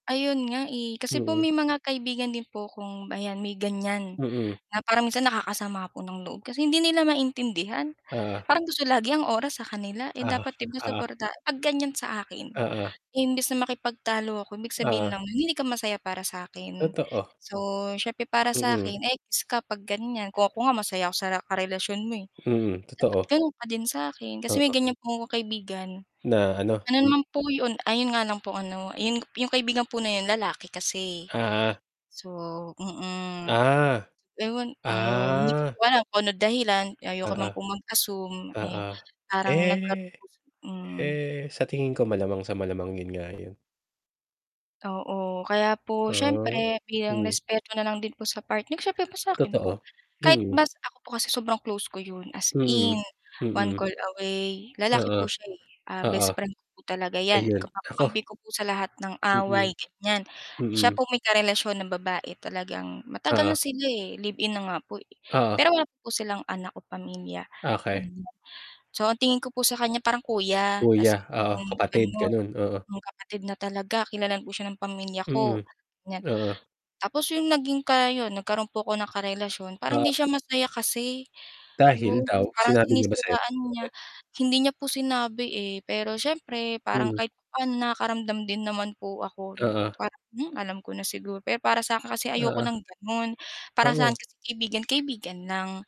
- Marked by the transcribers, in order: mechanical hum; distorted speech; static; other noise; drawn out: "ah"; drawn out: "Eh"; stressed: "as in"; other background noise; unintelligible speech
- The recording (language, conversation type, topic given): Filipino, unstructured, Paano mo hinaharap ang away sa kaibigan nang hindi nasisira ang pagkakaibigan?